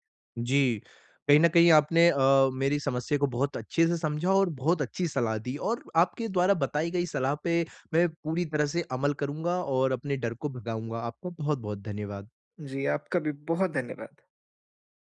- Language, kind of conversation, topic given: Hindi, advice, यात्रा के दौरान मैं अपनी सुरक्षा और स्वास्थ्य कैसे सुनिश्चित करूँ?
- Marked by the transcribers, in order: none